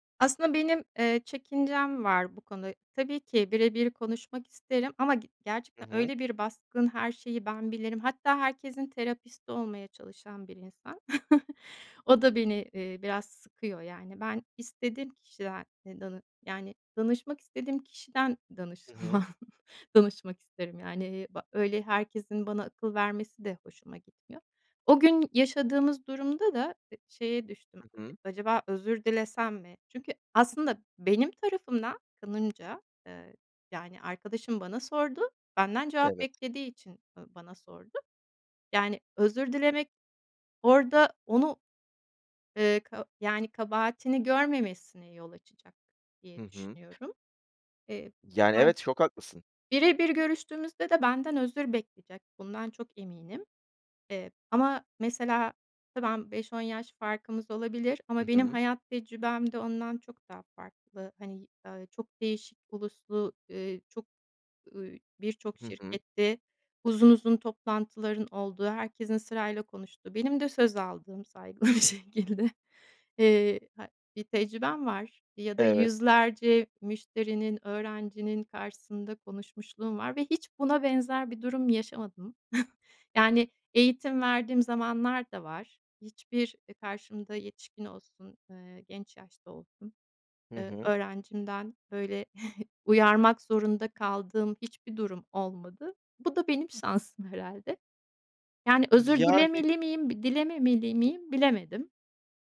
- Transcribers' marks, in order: chuckle; laughing while speaking: "danışmam"; other background noise; laughing while speaking: "bir şekilde"; chuckle; chuckle
- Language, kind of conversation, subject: Turkish, advice, Aile ve arkadaş beklentileri yüzünden hayır diyememek